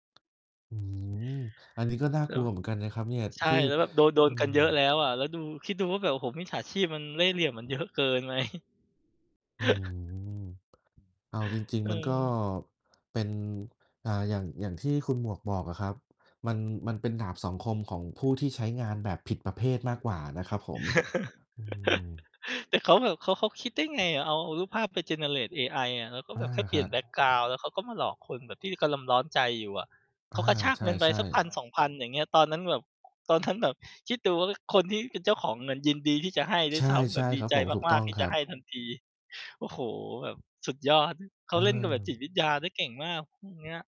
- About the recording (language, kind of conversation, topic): Thai, unstructured, เทคโนโลยีอะไรที่คุณรู้สึกว่าน่าทึ่งที่สุดในตอนนี้?
- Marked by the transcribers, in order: tapping; distorted speech; laughing while speaking: "เยอะเกินไหม ?"; chuckle; other background noise; chuckle; in English: "generate"; "กำลัง" said as "กำลำ"; laughing while speaking: "นั้น"; background speech; other noise